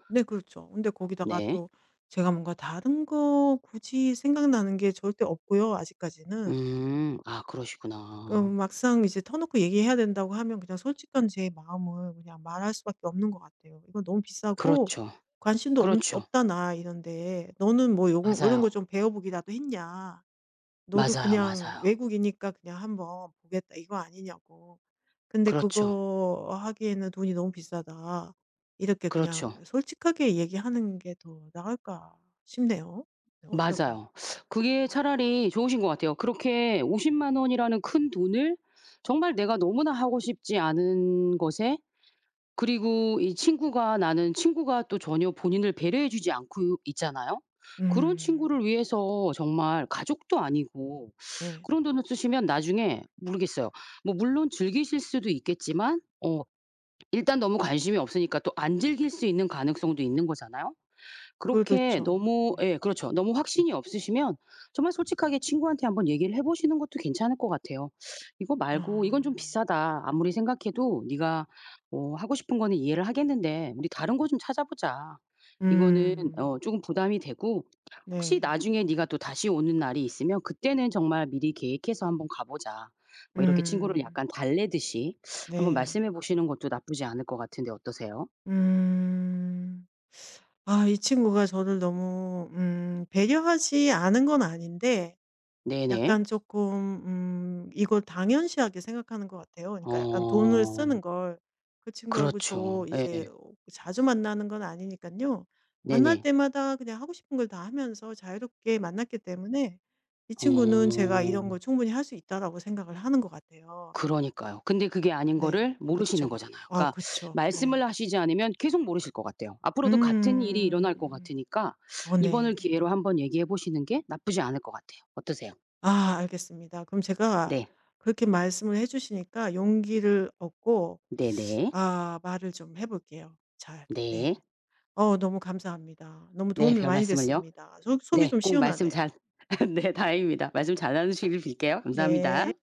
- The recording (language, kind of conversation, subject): Korean, advice, 친구의 지나친 부탁을 거절하기 어려울 때 어떻게 해야 하나요?
- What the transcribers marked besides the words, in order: tapping; teeth sucking; teeth sucking; teeth sucking; laugh; other noise